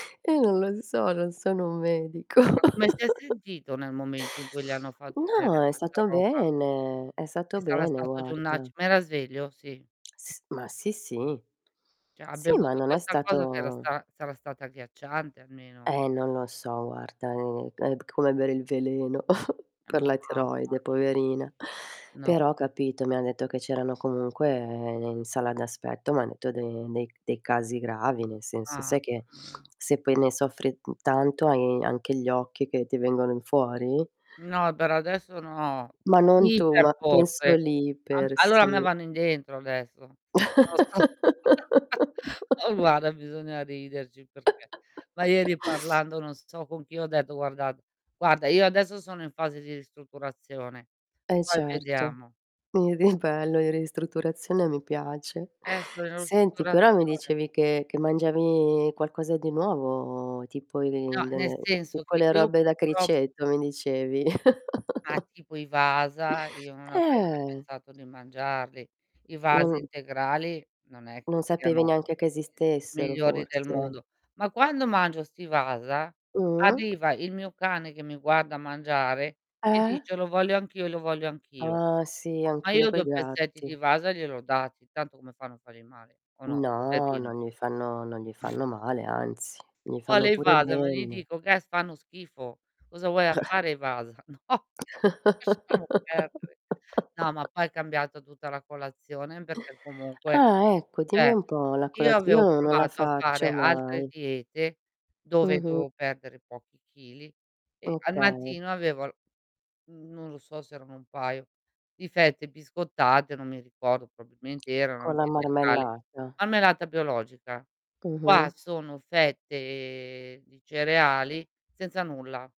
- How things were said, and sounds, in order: laugh; distorted speech; tapping; static; "Cioè" said as "ceh"; chuckle; other background noise; laughing while speaking: "Non lo so"; laugh; chuckle; chuckle; unintelligible speech; drawn out: "nuovo"; chuckle; drawn out: "Mh"; other noise; chuckle; laugh; laughing while speaking: "No, lasciamo perdere"; "cioè" said as "ceh"; "cioè" said as "ceh"
- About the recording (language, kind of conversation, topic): Italian, unstructured, Qual è l’importanza della varietà nella nostra dieta quotidiana?